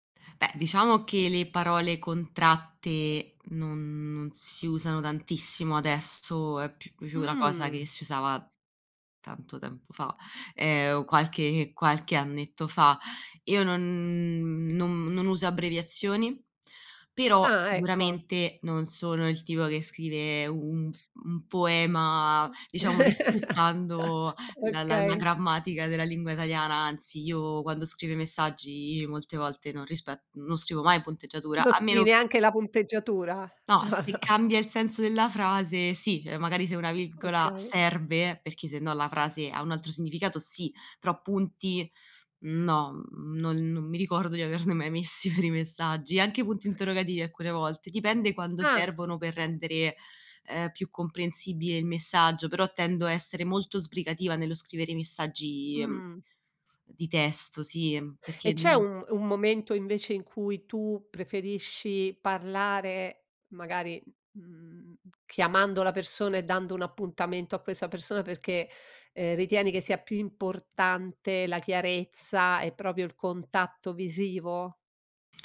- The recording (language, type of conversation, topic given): Italian, podcast, Preferisci parlare di persona o via messaggio, e perché?
- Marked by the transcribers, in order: other background noise; other noise; chuckle; chuckle; laughing while speaking: "di averne mai messi per i messaggi"